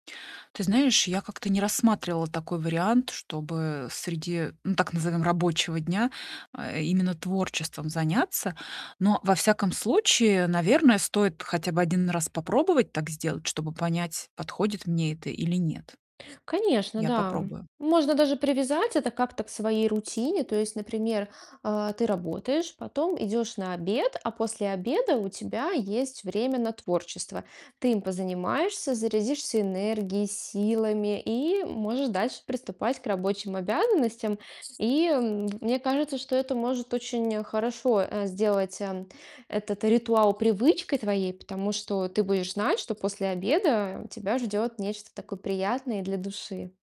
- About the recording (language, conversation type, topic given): Russian, advice, Как найти и закрепить время для личного творчества, работая полный рабочий день?
- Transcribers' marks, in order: distorted speech; other background noise